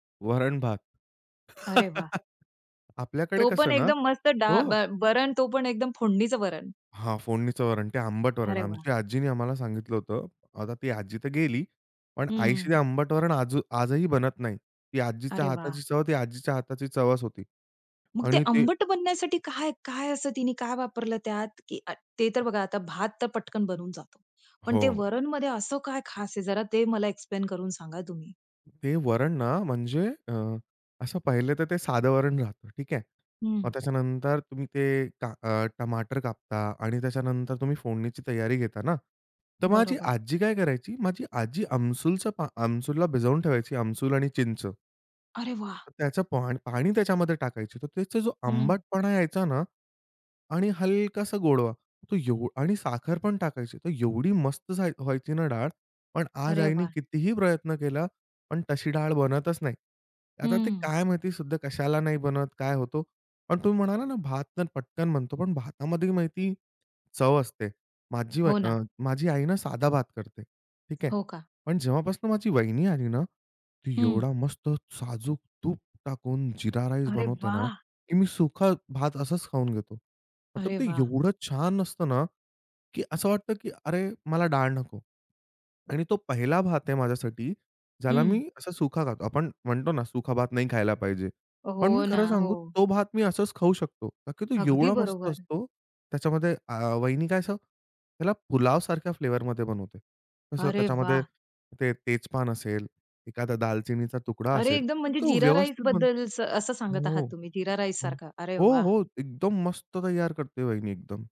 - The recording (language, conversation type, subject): Marathi, podcast, बजेटच्या मर्यादेत स्वादिष्ट जेवण कसे बनवता?
- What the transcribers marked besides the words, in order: other noise; laugh; tapping; anticipating: "काय काय असं तिने काय वापरलं त्यात?"; in English: "एक्सप्लेन"; surprised: "अरे वाह!"; surprised: "अरे वाह!"